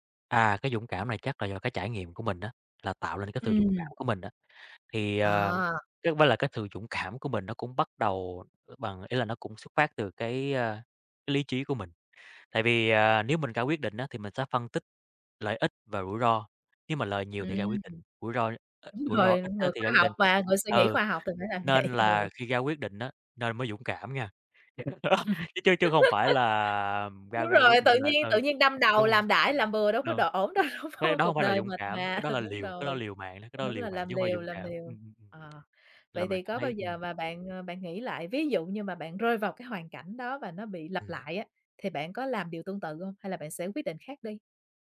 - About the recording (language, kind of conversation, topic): Vietnamese, podcast, Bạn có thể kể về lần bạn đã dũng cảm nhất không?
- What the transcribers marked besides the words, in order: laughing while speaking: "cảm"; tapping; laughing while speaking: "vậy"; chuckle; laughing while speaking: "đâu, đúng hông?"; laughing while speaking: "mà"